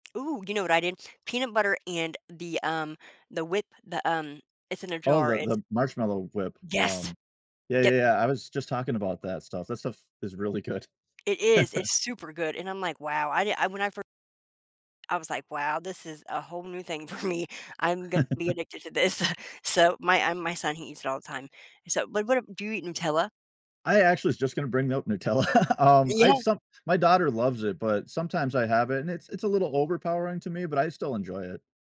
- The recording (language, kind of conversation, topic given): English, unstructured, How has your personal taste in brunch evolved over the years, and what do you think influenced that change?
- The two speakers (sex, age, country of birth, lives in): female, 45-49, United States, United States; male, 35-39, United States, United States
- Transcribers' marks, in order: chuckle; laughing while speaking: "for me"; chuckle; laughing while speaking: "this"; laughing while speaking: "Nutella"